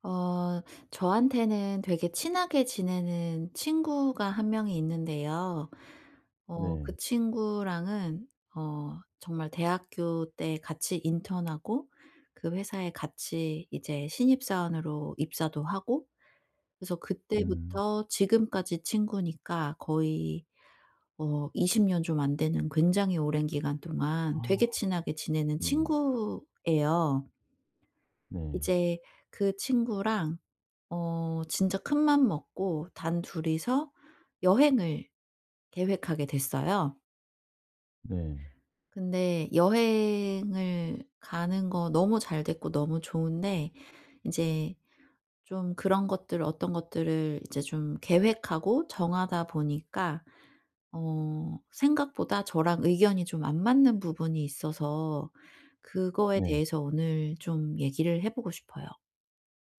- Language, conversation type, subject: Korean, advice, 여행 예산을 정하고 예상 비용을 지키는 방법
- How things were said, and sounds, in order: other background noise; tapping